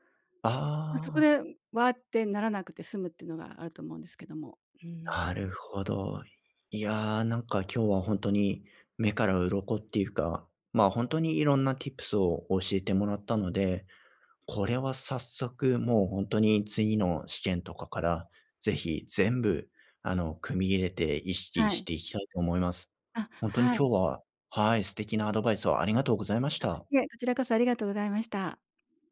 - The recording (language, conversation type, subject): Japanese, advice, 就職面接や試験で緊張して失敗が怖いとき、どうすれば落ち着いて臨めますか？
- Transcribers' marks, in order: in English: "ティップス"